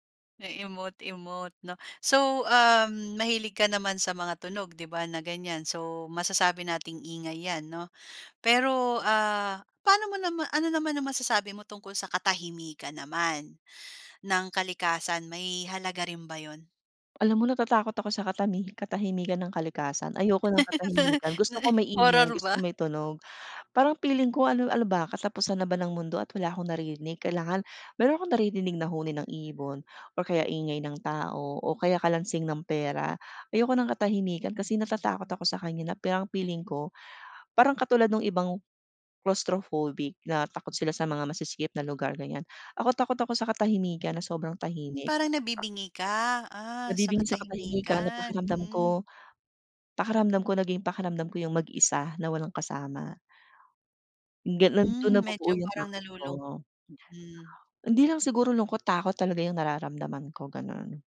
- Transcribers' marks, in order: tapping; laugh; "parang" said as "peyang"; in English: "claustrophobic"; other background noise
- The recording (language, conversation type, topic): Filipino, podcast, Ano ang paborito mong tunog sa kalikasan, at bakit?